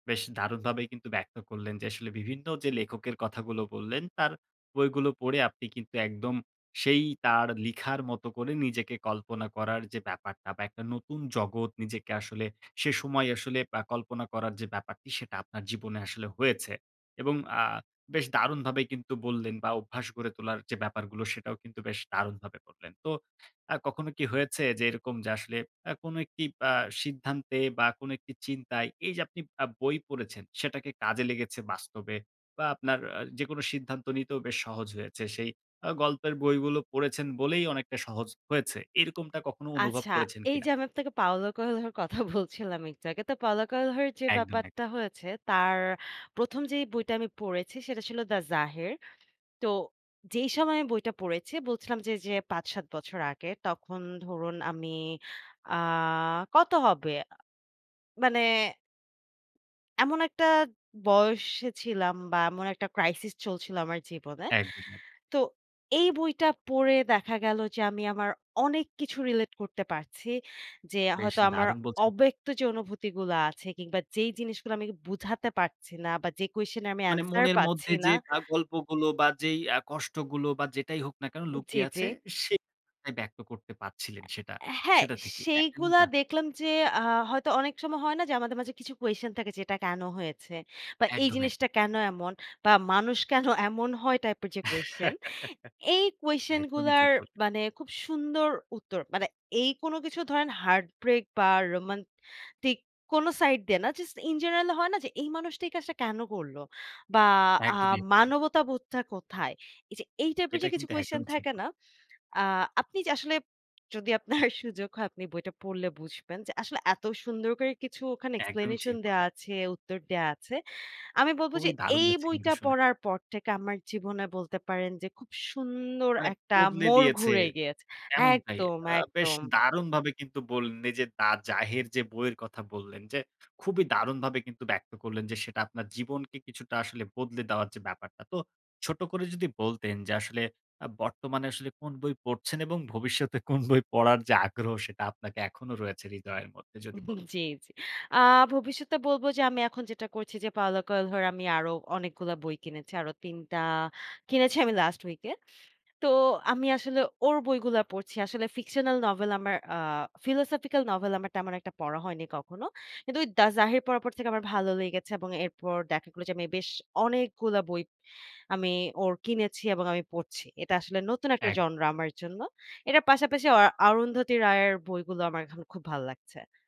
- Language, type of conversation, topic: Bengali, podcast, কোন বই পড়লে আপনি অন্য জগতে চলে যান?
- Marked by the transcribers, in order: scoff; in English: "crisis"; stressed: "অনেক কিছু"; in English: "relate"; unintelligible speech; unintelligible speech; chuckle; in English: "heart break"; in English: "just in general"; scoff; scoff; chuckle; laughing while speaking: "জি, জি"; in English: "last week"; in English: "fictional novel"; in English: "philosophical novel"; stressed: "অনেকগুলা"; in English: "genre"